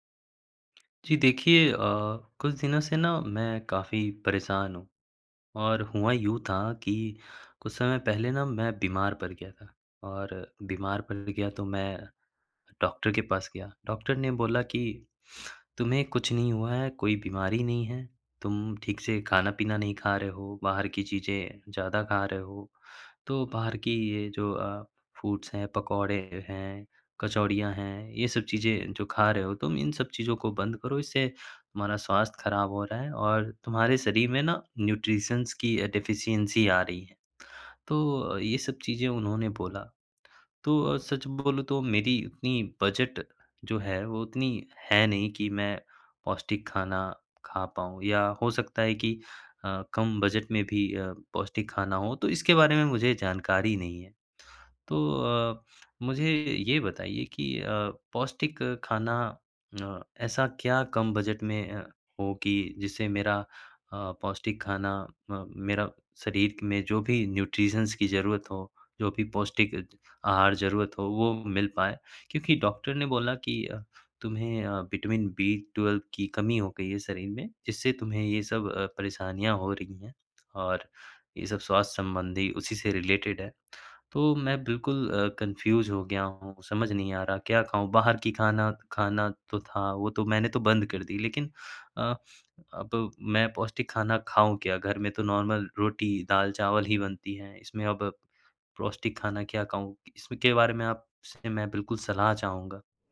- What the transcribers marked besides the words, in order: in English: "फूड्स"; in English: "न्यूट्रिशन्स"; in English: "डेफिशिएन्सी"; tapping; in English: "न्यूट्रिशन्स"; in English: "बी ट्वेल्व"; in English: "रिलेटेड"; in English: "कन्फ्यूज़"; in English: "नॉर्मल"
- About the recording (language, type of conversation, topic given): Hindi, advice, कम बजट में पौष्टिक खाना खरीदने और बनाने को लेकर आपकी क्या चिंताएँ हैं?